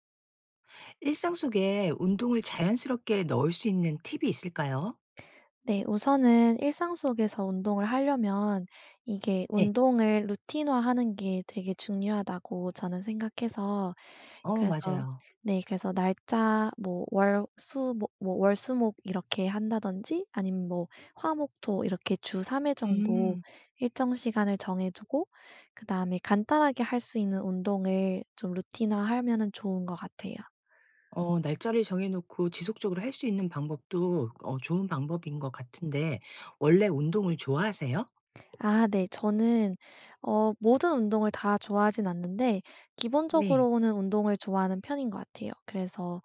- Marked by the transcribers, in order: in English: "팁이"; tapping
- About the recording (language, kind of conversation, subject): Korean, podcast, 일상에서 운동을 자연스럽게 습관으로 만드는 팁이 있을까요?